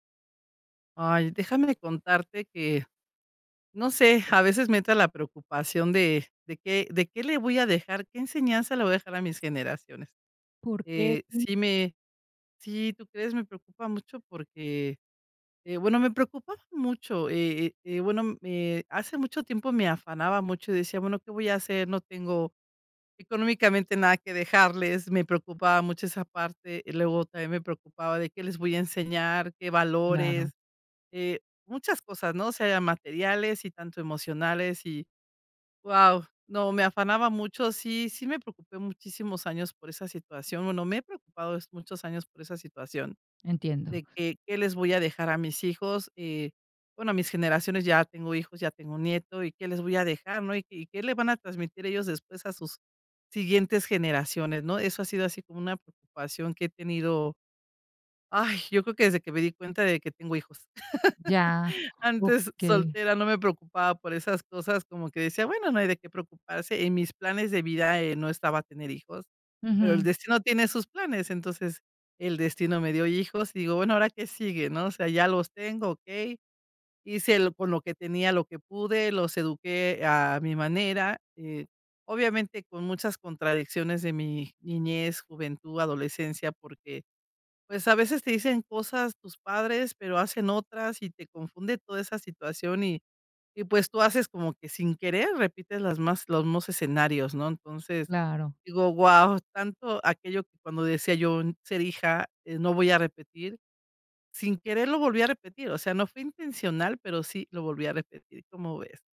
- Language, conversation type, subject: Spanish, advice, ¿Qué te preocupa sobre tu legado y qué te gustaría dejarles a las futuras generaciones?
- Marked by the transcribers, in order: laugh